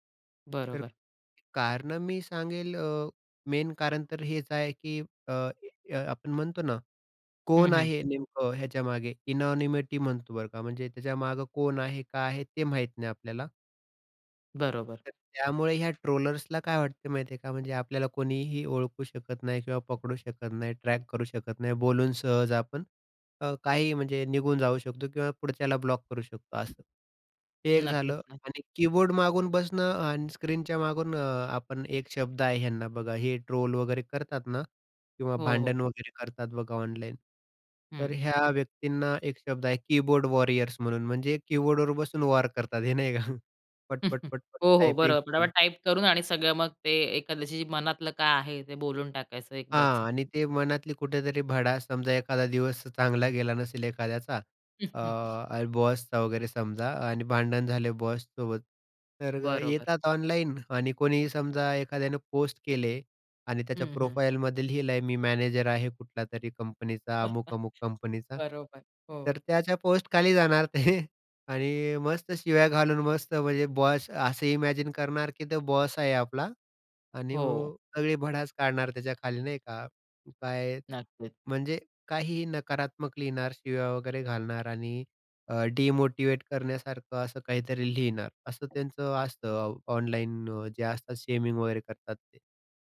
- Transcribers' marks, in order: tapping; other background noise; in English: "मेन"; other noise; in English: "इननोनिमिटी"; laughing while speaking: "नाही का?"; chuckle; chuckle; in English: "प्रोफाईलमध्ये"; chuckle; laughing while speaking: "ते"
- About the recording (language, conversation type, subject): Marathi, podcast, ऑनलाइन शेमिंग इतके सहज का पसरते, असे तुम्हाला का वाटते?